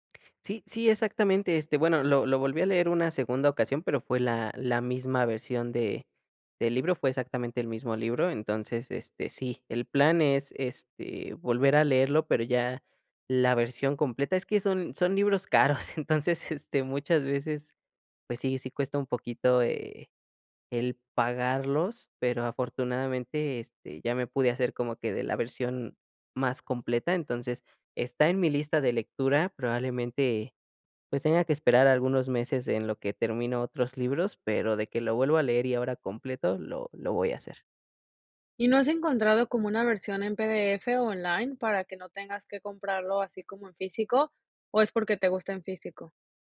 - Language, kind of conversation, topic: Spanish, podcast, ¿Por qué te gustan tanto los libros?
- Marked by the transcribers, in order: laughing while speaking: "caros"